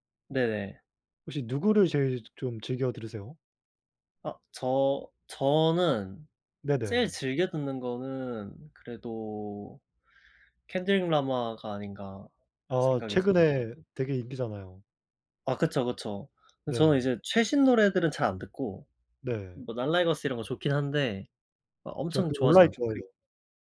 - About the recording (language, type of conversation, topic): Korean, unstructured, 스트레스를 받을 때 보통 어떻게 푸세요?
- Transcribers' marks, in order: tapping